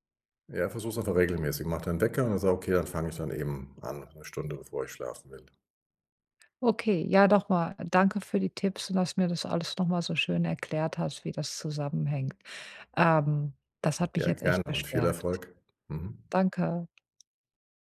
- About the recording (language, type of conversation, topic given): German, advice, Wie kann ich trotz abendlicher Gerätenutzung besser einschlafen?
- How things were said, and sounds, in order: none